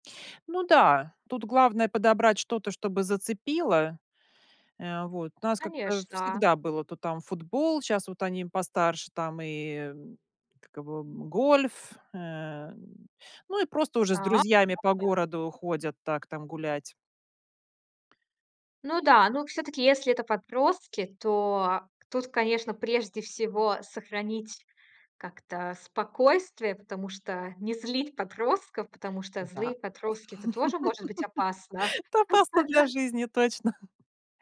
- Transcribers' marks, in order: unintelligible speech; tapping; laugh; laugh
- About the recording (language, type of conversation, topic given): Russian, podcast, Как ты относишься к экранному времени ребёнка?